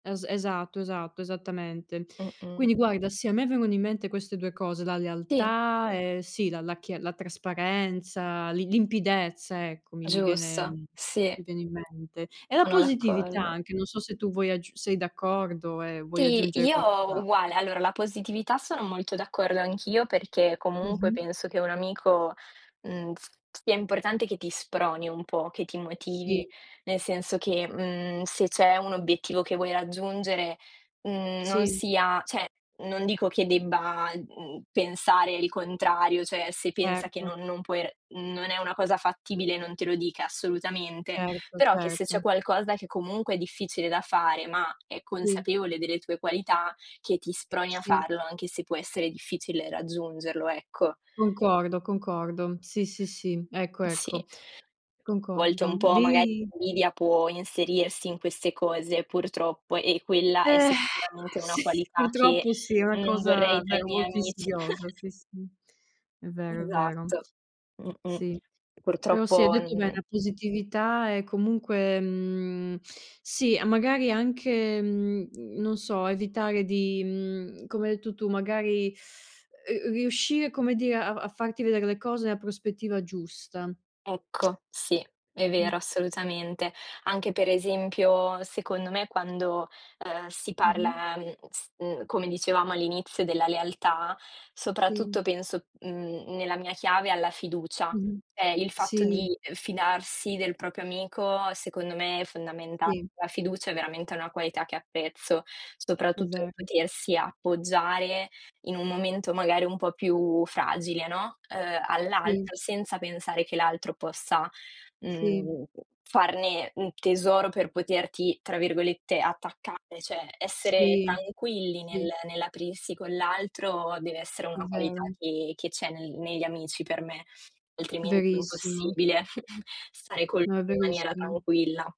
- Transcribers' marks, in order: tapping; other background noise; sigh; chuckle; tsk; chuckle
- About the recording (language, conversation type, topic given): Italian, unstructured, Qual è la qualità che apprezzi di più negli amici?
- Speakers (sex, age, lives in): female, 20-24, Italy; female, 30-34, Italy